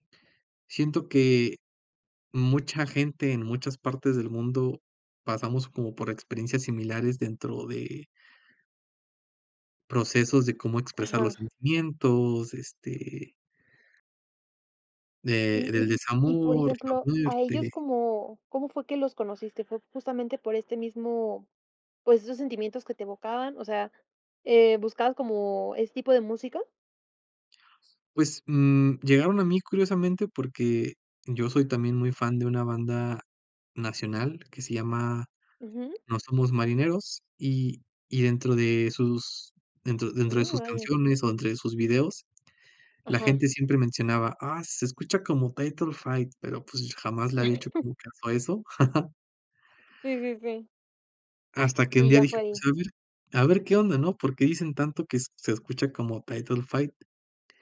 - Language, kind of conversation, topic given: Spanish, podcast, ¿Qué artista recomendarías a cualquiera sin dudar?
- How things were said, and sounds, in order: chuckle